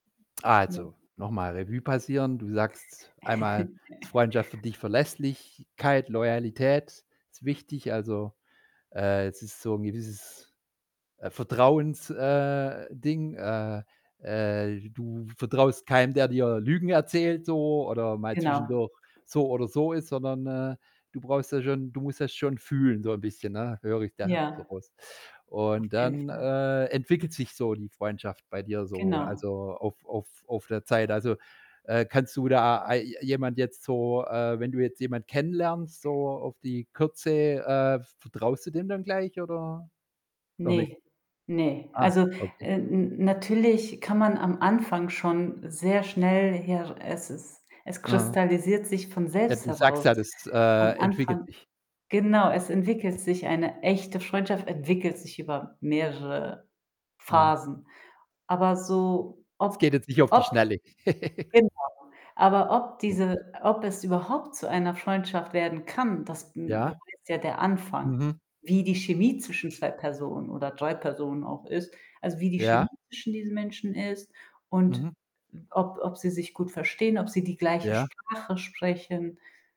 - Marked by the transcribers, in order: other background noise; static; distorted speech; chuckle; tapping; chuckle; unintelligible speech
- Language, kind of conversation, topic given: German, podcast, Was macht für dich eine gute Freundschaft aus?